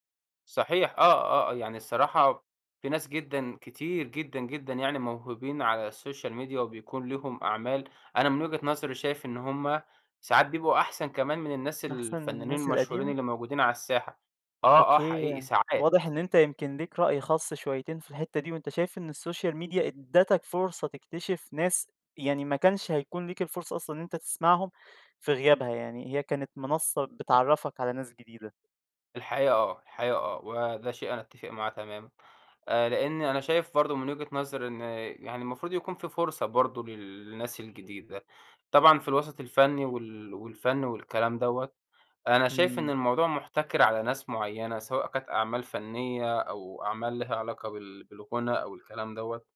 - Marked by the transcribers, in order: in English: "الSocial Media"; in English: "الSocial Media"
- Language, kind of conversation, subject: Arabic, podcast, إزاي بتحس إن السوشيال ميديا غيّرت طريقة اكتشافك للأعمال الفنية؟